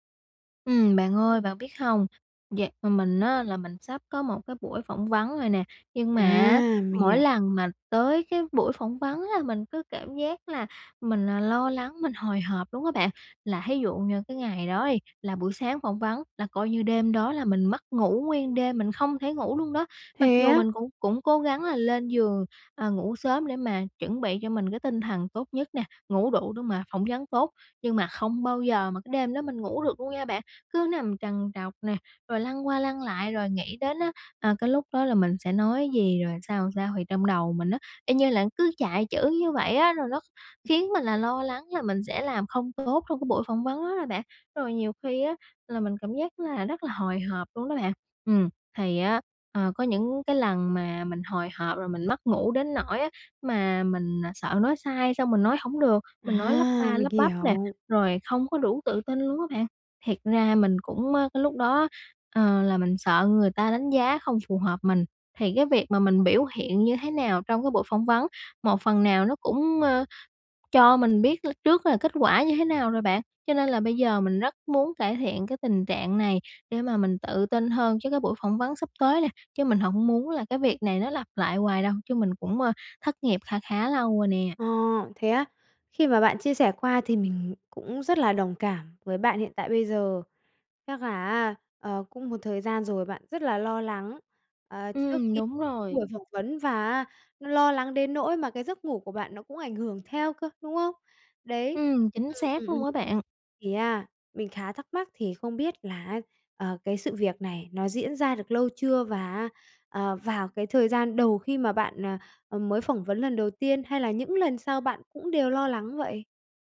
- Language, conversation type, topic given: Vietnamese, advice, Làm thế nào để giảm lo lắng trước cuộc phỏng vấn hoặc một sự kiện quan trọng?
- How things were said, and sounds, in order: tapping; other background noise